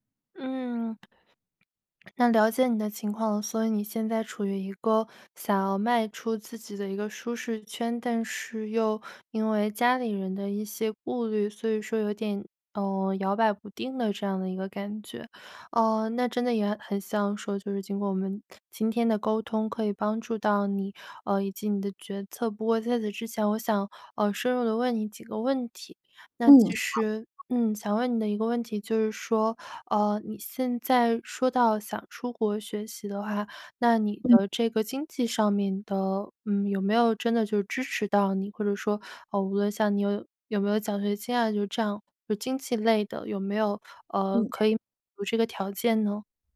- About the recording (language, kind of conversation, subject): Chinese, advice, 我该选择回学校继续深造，还是继续工作？
- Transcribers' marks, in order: other noise; other background noise